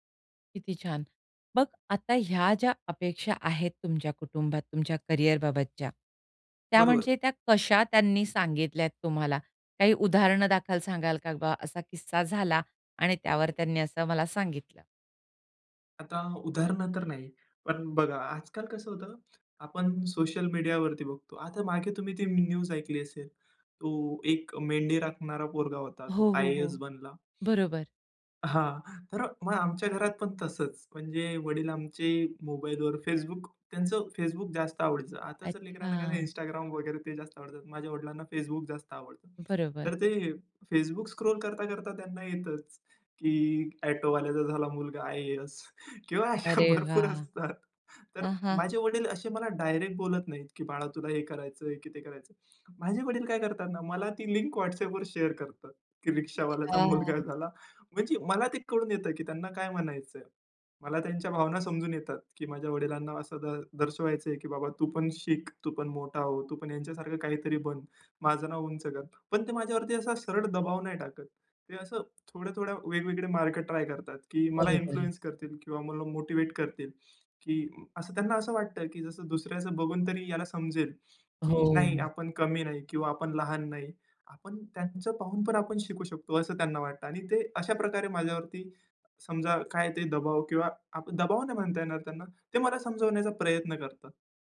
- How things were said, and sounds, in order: other noise; in English: "न्यूज"; in English: "स्क्रॉल"; tapping; laughing while speaking: "आय-ए-एस किंवा अशा भरपूर असतात"; in English: "शेअर"; in English: "इन्फ्लुअन्स"; in English: "मोटिव्हेट"
- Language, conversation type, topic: Marathi, podcast, तुमच्या घरात करिअरबाबत अपेक्षा कशा असतात?